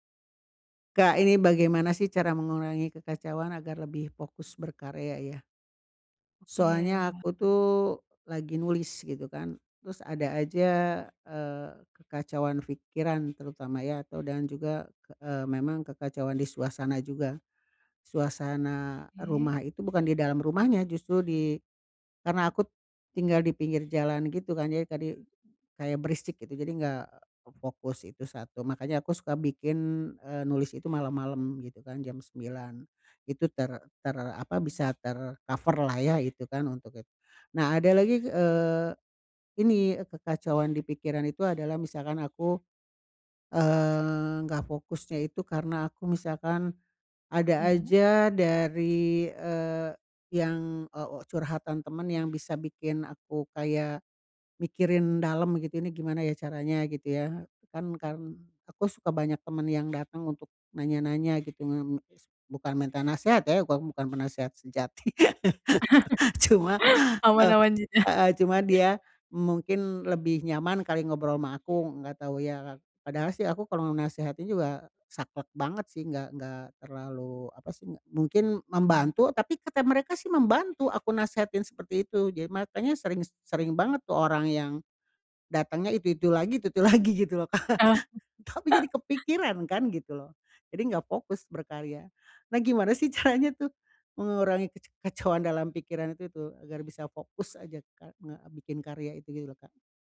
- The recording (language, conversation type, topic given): Indonesian, advice, Mengurangi kekacauan untuk fokus berkarya
- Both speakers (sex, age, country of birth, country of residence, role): female, 25-29, Indonesia, Indonesia, advisor; female, 60-64, Indonesia, Indonesia, user
- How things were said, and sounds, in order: other background noise; in English: "ter-coverlah"; laugh; laugh; laughing while speaking: "Jidah"; laugh; laughing while speaking: "itu-itu lagi, gitu loh, Kak"; chuckle